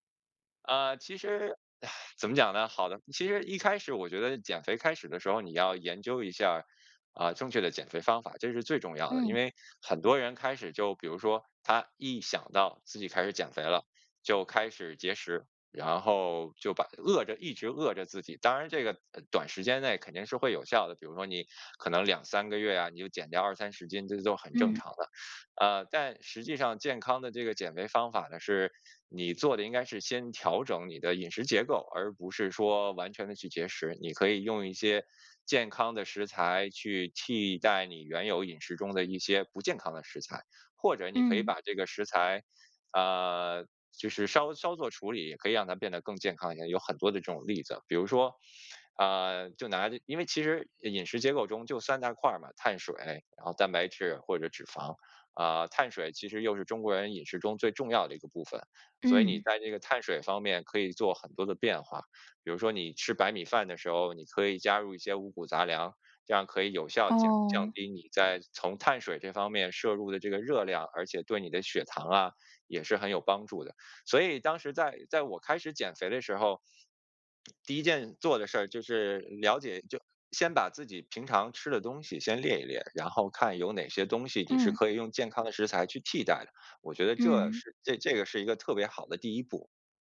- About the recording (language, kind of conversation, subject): Chinese, podcast, 平常怎么开始一段新的健康习惯？
- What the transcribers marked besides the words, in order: sigh; other background noise